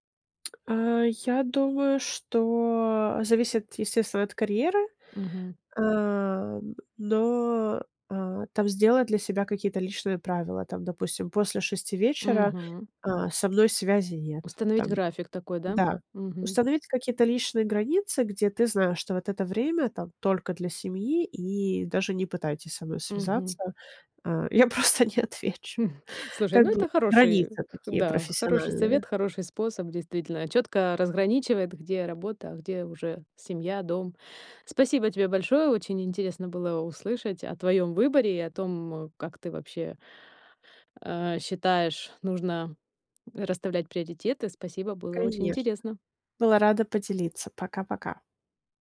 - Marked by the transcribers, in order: tapping; laughing while speaking: "я просто не отвечу"
- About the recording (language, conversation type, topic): Russian, podcast, Как вы выбираете между семьёй и карьерой?